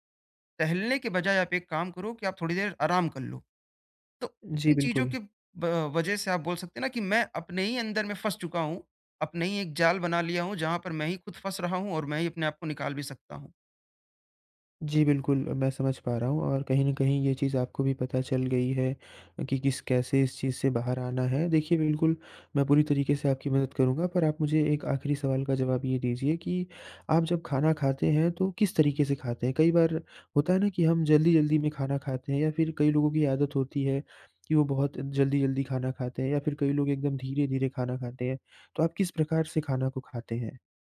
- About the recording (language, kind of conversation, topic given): Hindi, advice, मैं अपनी भूख और तृप्ति के संकेत कैसे पहचानूं और समझूं?
- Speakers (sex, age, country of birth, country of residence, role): male, 20-24, India, India, advisor; male, 20-24, India, India, user
- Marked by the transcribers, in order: none